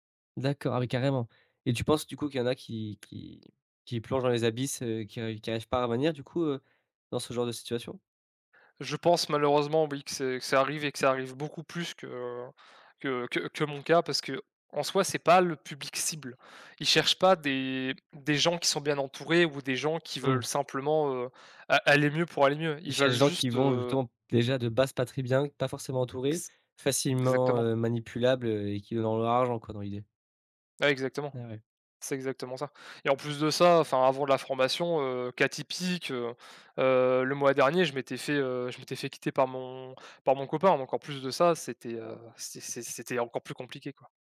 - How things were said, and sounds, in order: other background noise; tapping
- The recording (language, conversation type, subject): French, podcast, Comment fais-tu pour éviter de te comparer aux autres sur les réseaux sociaux ?